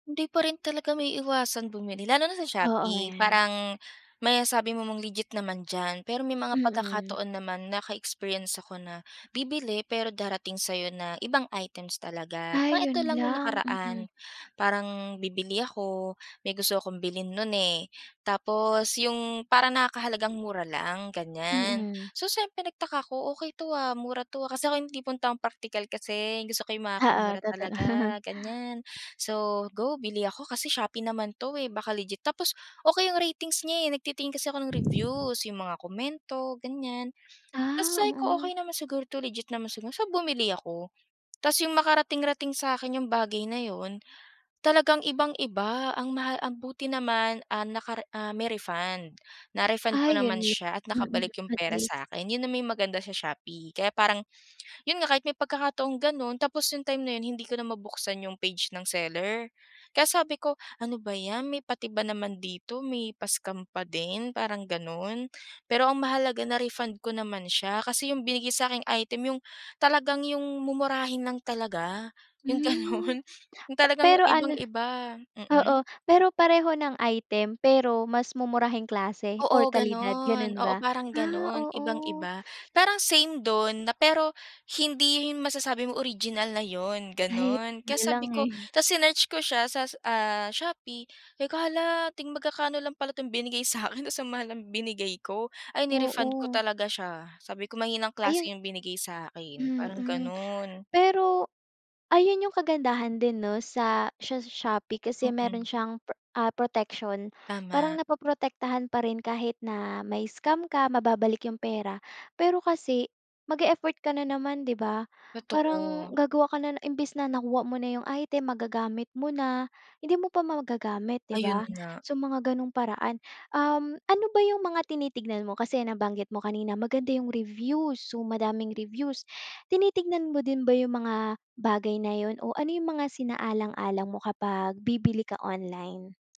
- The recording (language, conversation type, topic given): Filipino, podcast, Paano mo maiiwasan ang mga panloloko at pagnanakaw ng impormasyon sa internet sa simpleng paraan?
- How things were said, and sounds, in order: other animal sound; laughing while speaking: "totoo"; laughing while speaking: "gano'n"